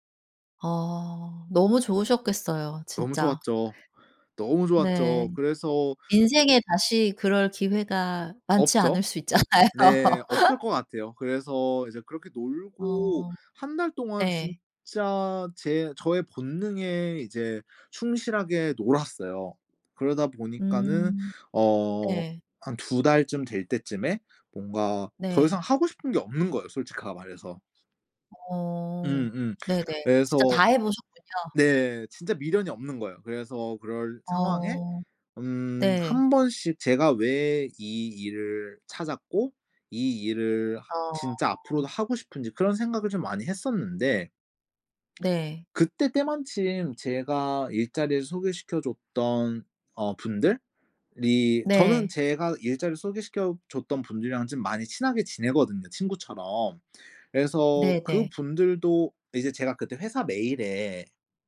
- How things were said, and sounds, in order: laughing while speaking: "있잖아요"; laugh; other background noise; lip smack
- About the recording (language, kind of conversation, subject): Korean, podcast, 번아웃을 겪은 뒤 업무에 복귀할 때 도움이 되는 팁이 있을까요?